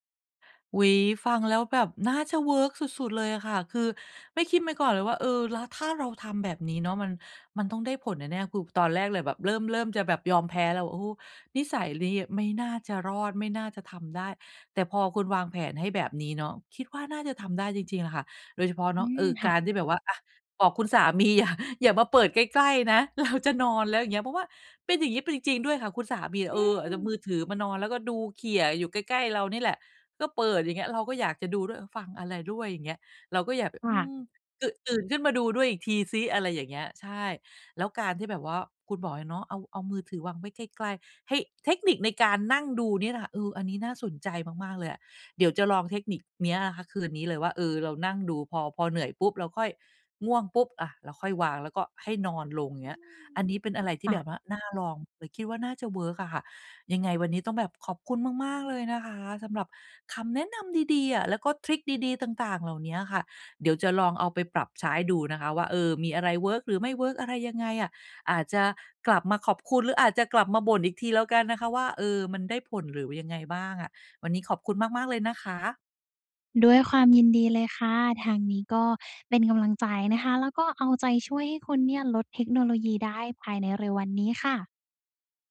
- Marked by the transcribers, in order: laughing while speaking: "สามีอย่า"; laughing while speaking: "เรา"
- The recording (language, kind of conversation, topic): Thai, advice, ฉันควรตั้งขอบเขตการใช้เทคโนโลยีช่วงค่ำก่อนนอนอย่างไรเพื่อให้หลับดีขึ้น?